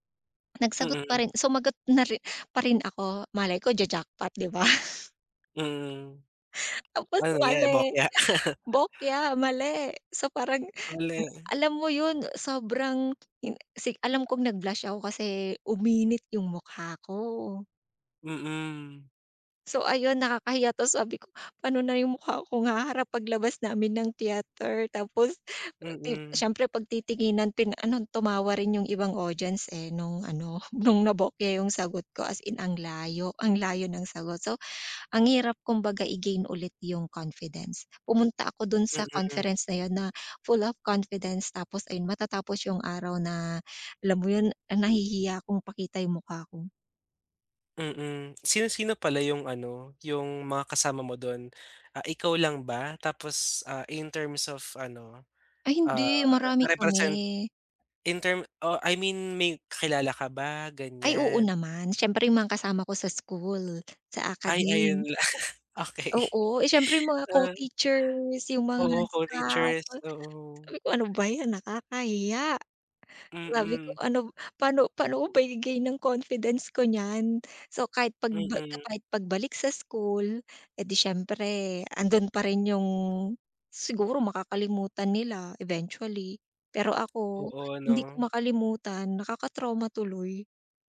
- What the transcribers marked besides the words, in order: laugh; laughing while speaking: "Tapos mali, bokya, mali, so, parang"; chuckle; unintelligible speech; laughing while speaking: "lang, okey"
- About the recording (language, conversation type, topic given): Filipino, advice, Paano ako makakabawi sa kumpiyansa sa sarili pagkatapos mapahiya?